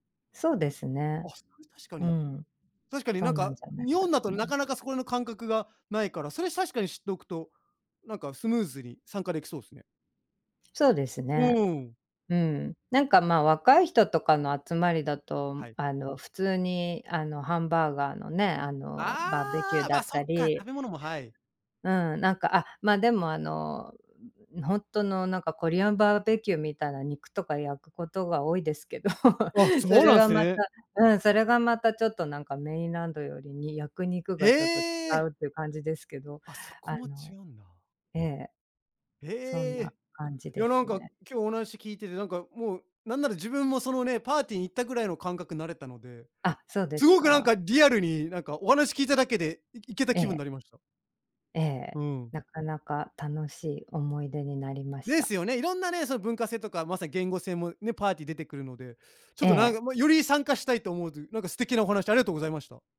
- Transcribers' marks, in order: other noise; laughing while speaking: "多いですけど"
- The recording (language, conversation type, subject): Japanese, podcast, 現地の家庭に呼ばれた経験はどんなものでしたか？
- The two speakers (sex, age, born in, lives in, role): female, 45-49, Japan, United States, guest; male, 35-39, Japan, Japan, host